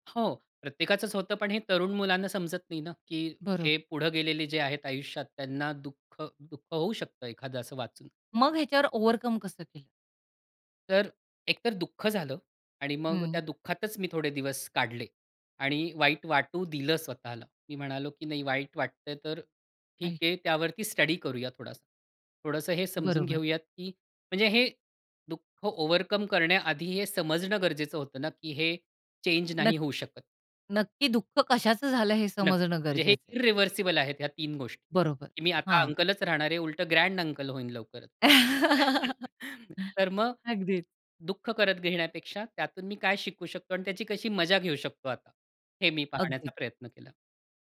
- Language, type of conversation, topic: Marathi, podcast, प्रेक्षकांचा प्रतिसाद तुमच्या कामावर कसा परिणाम करतो?
- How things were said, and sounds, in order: in English: "चेंज"; in English: "इरिव्हर्सिबल"; in English: "ग्रँड अंकल"; chuckle